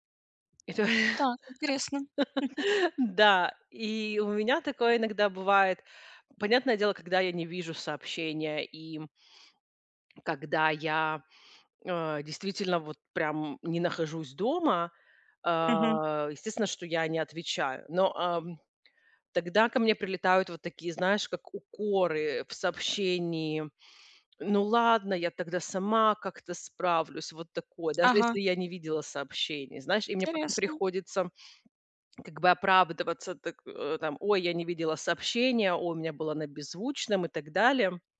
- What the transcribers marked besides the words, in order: tapping; laugh; chuckle; swallow; other background noise; put-on voice: "Ну ладно, я тогда сама как-то справлюсь"; "Тересно" said as "Интересно"; swallow
- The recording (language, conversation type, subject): Russian, advice, Как мне уважительно отказывать и сохранять уверенность в себе?